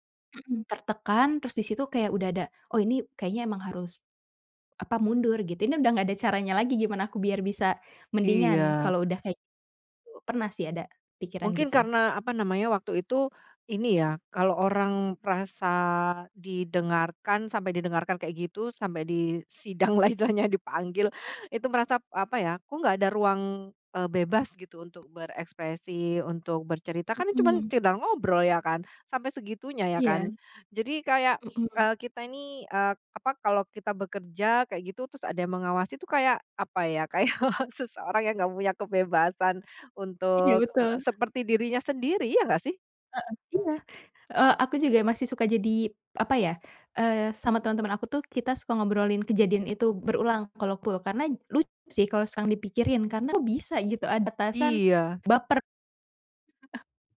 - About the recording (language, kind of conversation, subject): Indonesian, podcast, Bagaimana Anda menyadari Anda mengalami kelelahan mental akibat kerja dan bagaimana Anda memulihkan diri?
- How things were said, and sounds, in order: laughing while speaking: "disidang lah istilahnya"; other background noise; laughing while speaking: "kayak"; tapping; chuckle